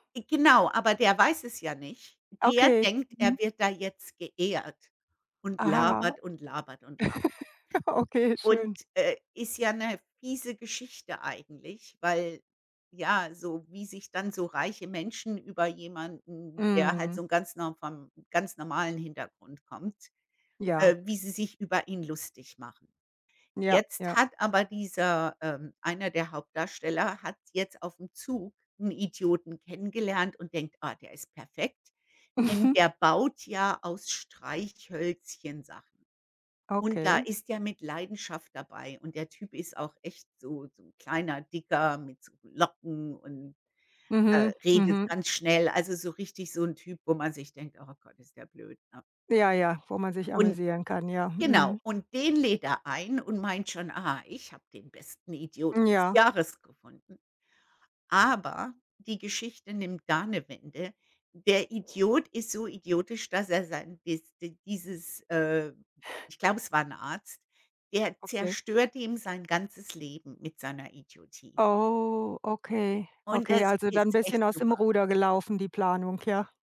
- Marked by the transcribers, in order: laugh; other background noise; laughing while speaking: "Mhm"
- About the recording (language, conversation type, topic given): German, unstructured, Welcher Film hat dich zuletzt richtig zum Lachen gebracht?